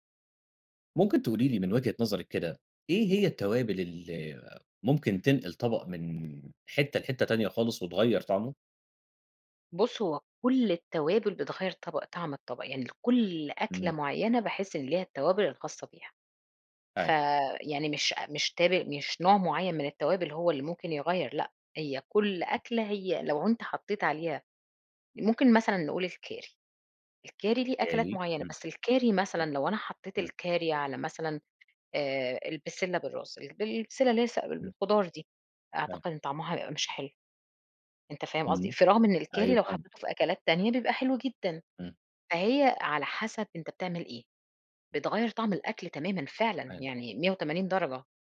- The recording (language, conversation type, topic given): Arabic, podcast, إيه أكتر توابل بتغيّر طعم أي أكلة وبتخلّيها أحلى؟
- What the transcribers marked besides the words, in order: tapping